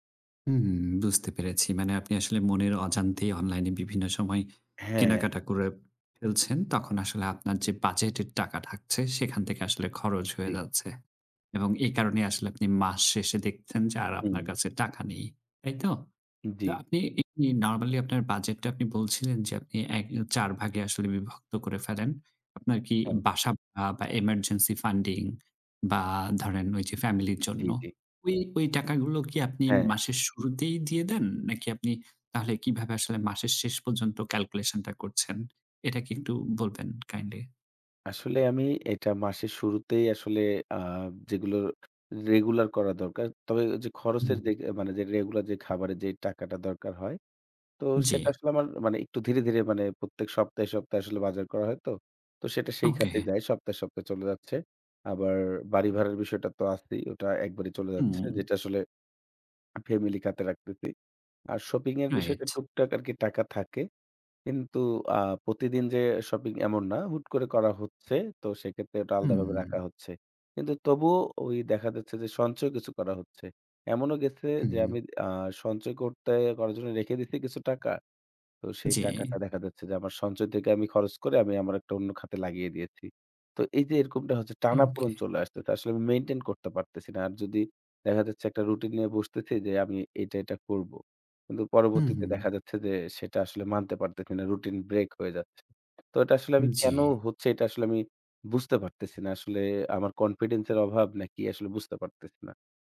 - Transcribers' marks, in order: in English: "emergency funding"; other background noise; swallow; "খাতে" said as "কাতে"; "রাখতেছি" said as "রাখতেতি"
- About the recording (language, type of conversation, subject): Bengali, advice, প্রতিমাসে বাজেট বানাই, কিন্তু সেটা মানতে পারি না